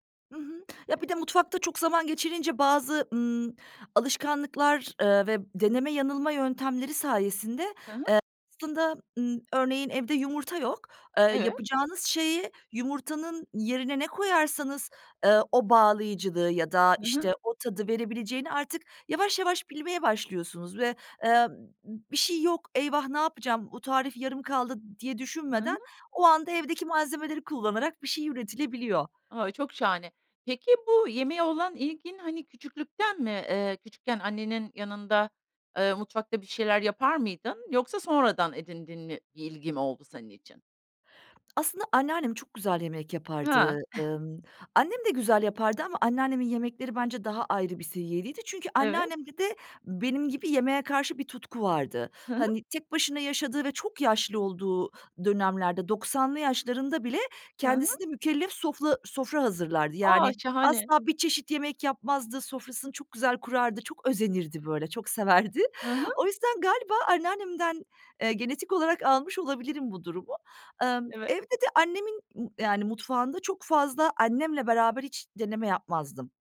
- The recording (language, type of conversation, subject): Turkish, podcast, Yemek yaparken nelere dikkat edersin ve genelde nasıl bir rutinin var?
- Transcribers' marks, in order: tapping; chuckle